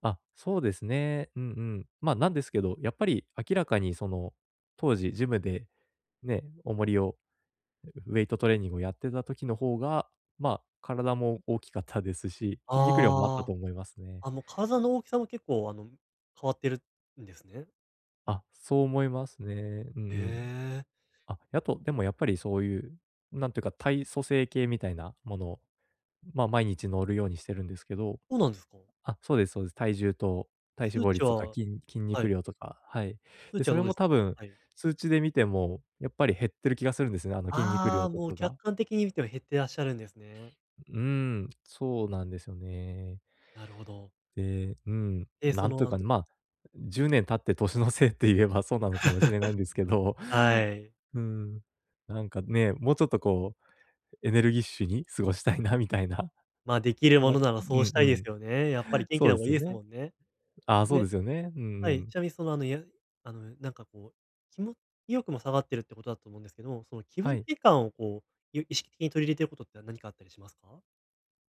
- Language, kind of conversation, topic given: Japanese, advice, 毎日のエネルギー低下が疲れなのか燃え尽きなのか、どのように見分ければよいですか？
- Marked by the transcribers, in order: laughing while speaking: "年のせいって言えばそうなのかもしれないんですけど"; laugh; laughing while speaking: "過ごしたいなみたいな"